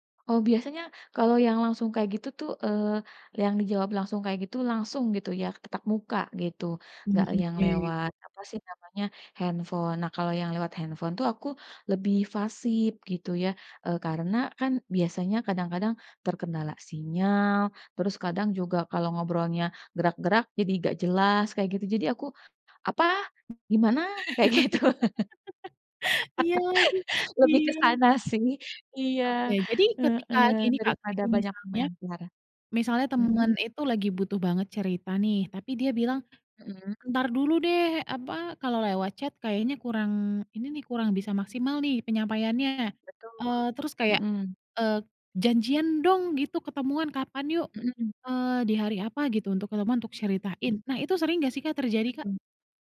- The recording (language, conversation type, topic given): Indonesian, podcast, Apa bedanya mendengarkan seseorang untuk membantu mencari jalan keluar dan mendengarkan untuk memberi dukungan emosional?
- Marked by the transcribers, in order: laugh; laughing while speaking: "Kayak gitu"; laugh; other background noise; in English: "chat"